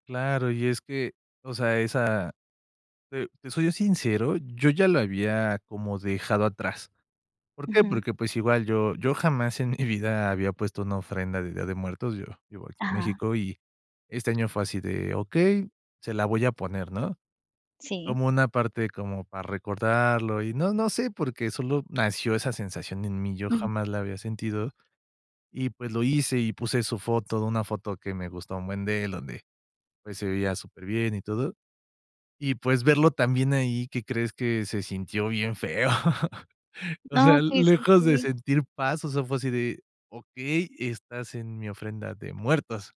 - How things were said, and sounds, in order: laugh
- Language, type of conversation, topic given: Spanish, advice, ¿Por qué el aniversario de mi relación me provoca una tristeza inesperada?